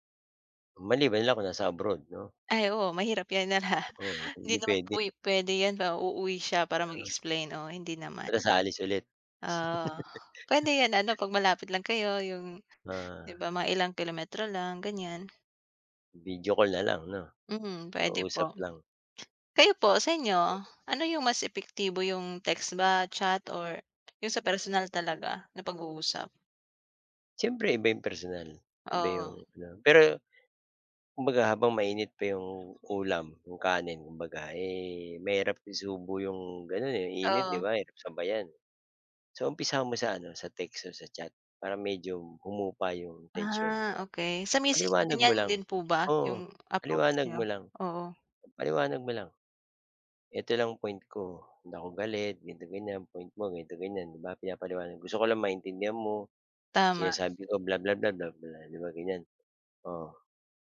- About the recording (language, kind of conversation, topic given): Filipino, unstructured, Ano ang papel ng komunikasyon sa pag-aayos ng sama ng loob?
- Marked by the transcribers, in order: laughing while speaking: "na"; laugh; tapping; other background noise